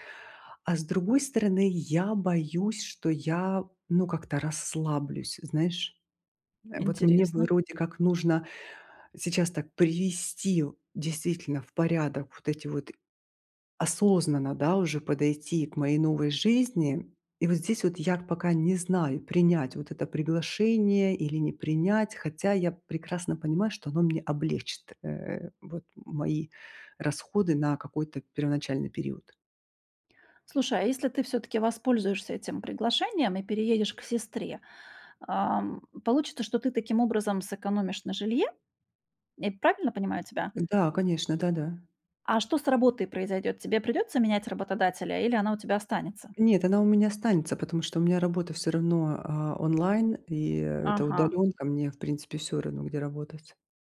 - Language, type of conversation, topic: Russian, advice, Как лучше управлять ограниченным бюджетом стартапа?
- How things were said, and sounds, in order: tapping